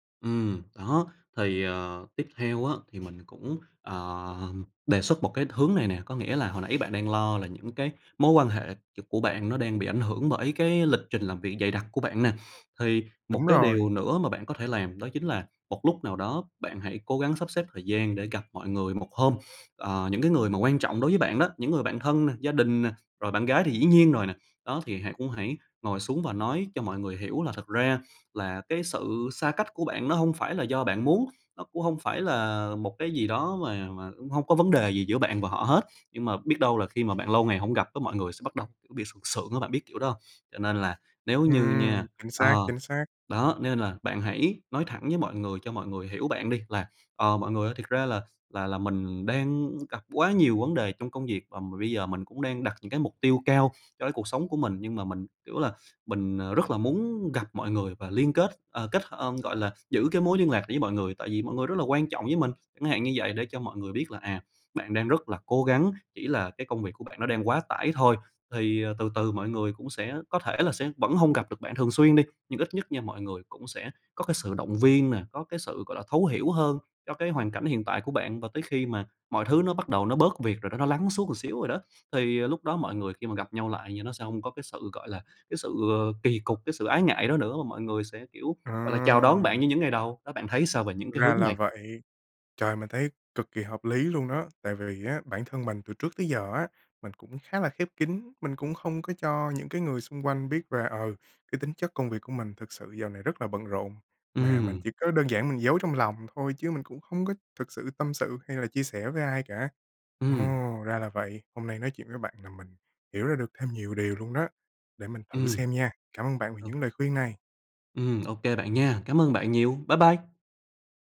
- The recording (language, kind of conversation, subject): Vietnamese, advice, Làm thế nào để đặt ranh giới rõ ràng giữa công việc và gia đình?
- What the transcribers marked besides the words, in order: other background noise; horn; other noise; tapping